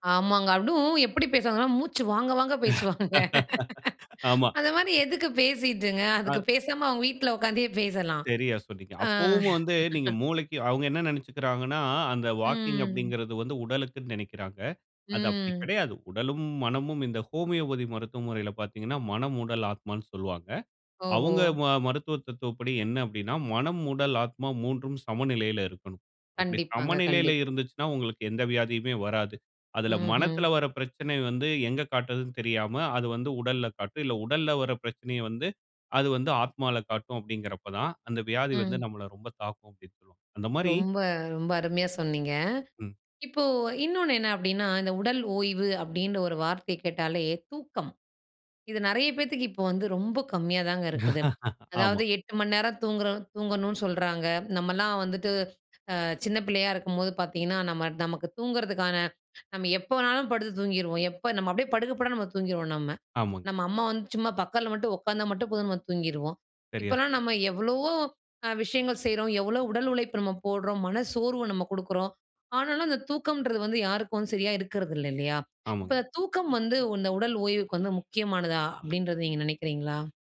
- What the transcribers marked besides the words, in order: "அதுவம்" said as "அடுவும்"; laugh; inhale; other noise; exhale; laugh; drawn out: "ம்"; drawn out: "ம்"; laugh; inhale
- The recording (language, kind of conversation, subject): Tamil, podcast, உங்கள் உடலுக்கு உண்மையில் ஓய்வு தேவைப்படுகிறதா என்பதை எப்படித் தீர்மானிக்கிறீர்கள்?